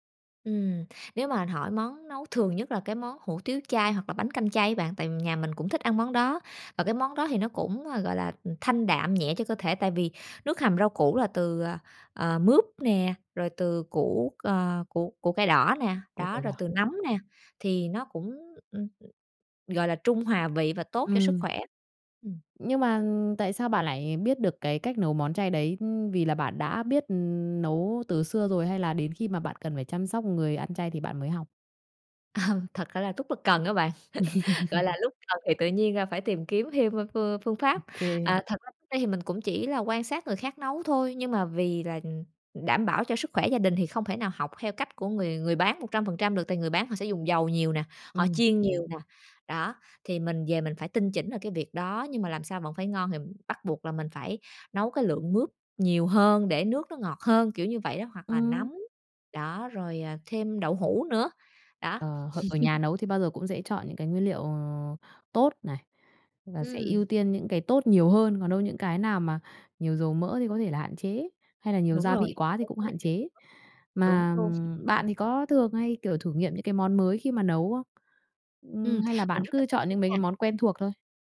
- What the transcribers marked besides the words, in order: tapping; laugh; laugh; unintelligible speech
- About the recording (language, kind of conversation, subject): Vietnamese, podcast, Bạn thường nấu món gì khi muốn chăm sóc ai đó bằng một bữa ăn?